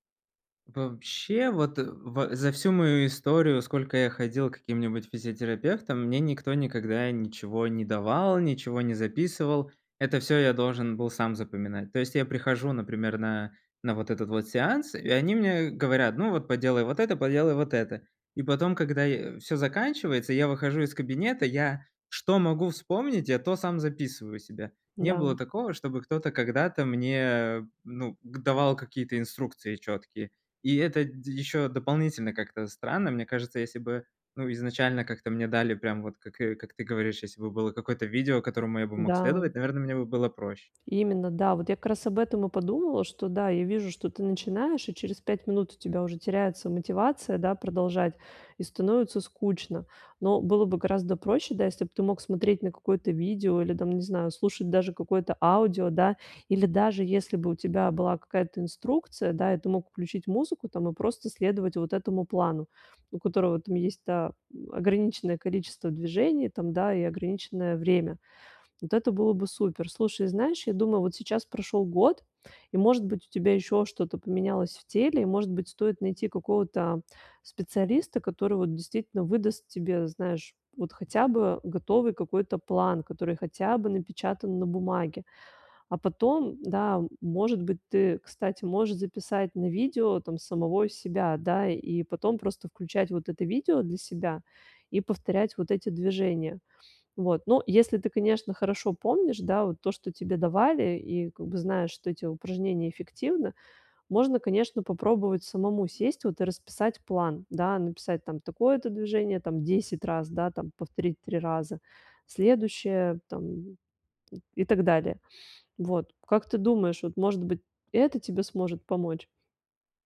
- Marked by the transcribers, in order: tapping
- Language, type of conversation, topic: Russian, advice, Как выработать долгосрочную привычку регулярно заниматься физическими упражнениями?